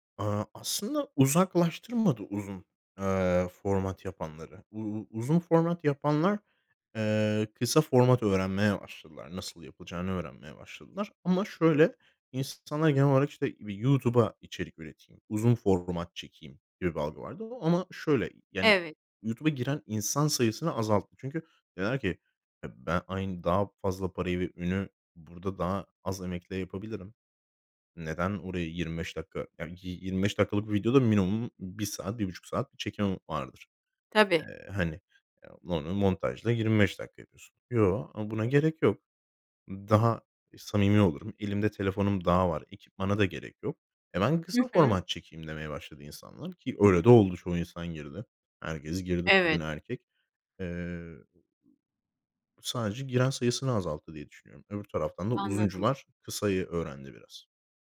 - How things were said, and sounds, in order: none
- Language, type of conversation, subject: Turkish, podcast, Kısa videolar, uzun formatlı içerikleri nasıl geride bıraktı?